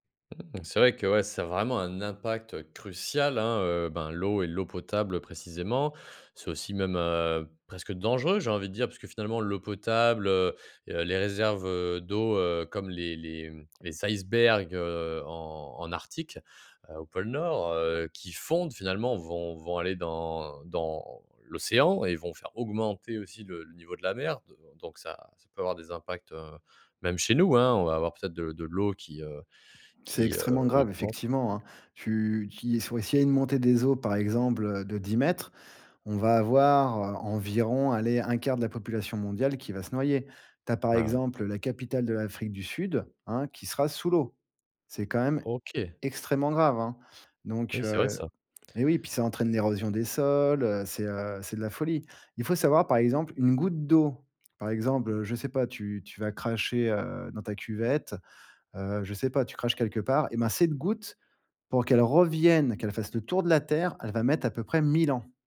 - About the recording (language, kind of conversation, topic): French, podcast, Peux-tu nous expliquer le cycle de l’eau en termes simples ?
- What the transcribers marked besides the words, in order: other background noise; stressed: "l'océan"; drawn out: "sols"; stressed: "revienne"; stressed: "mille ans"